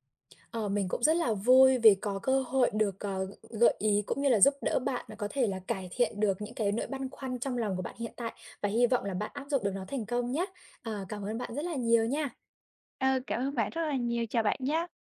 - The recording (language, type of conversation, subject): Vietnamese, advice, Làm sao để kiên trì hoàn thành công việc dù đã mất hứng?
- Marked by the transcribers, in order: none